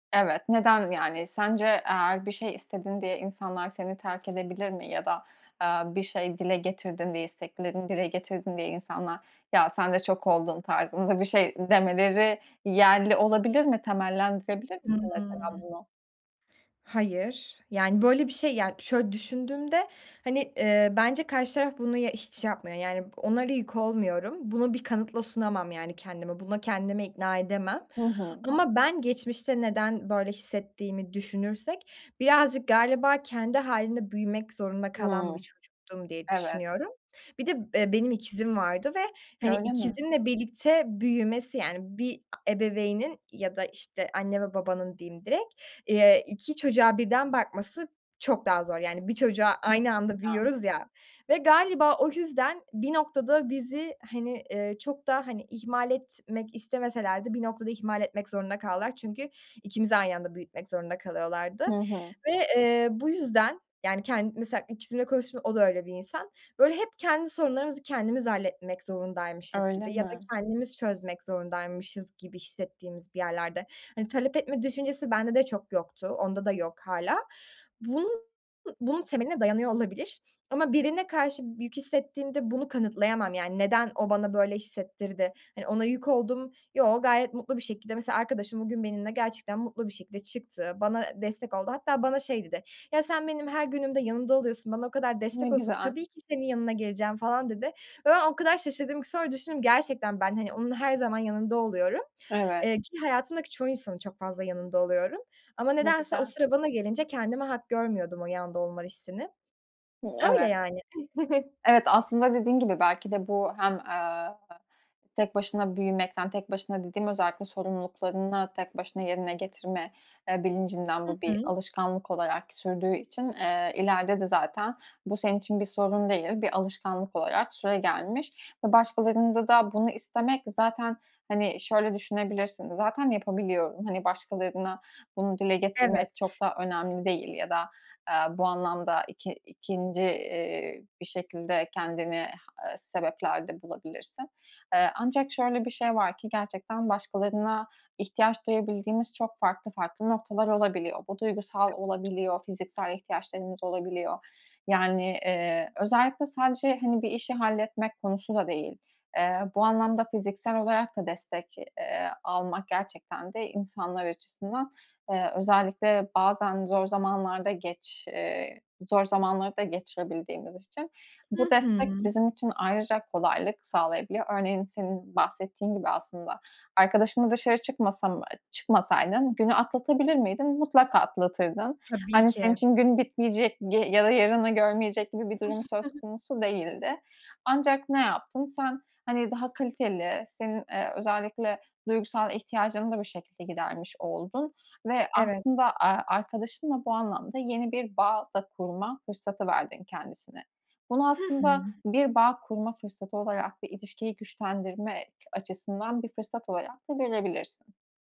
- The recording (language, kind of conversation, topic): Turkish, advice, İş yerinde ve evde ihtiyaçlarımı nasıl açık, net ve nazikçe ifade edebilirim?
- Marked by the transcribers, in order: tapping; unintelligible speech; chuckle; unintelligible speech; chuckle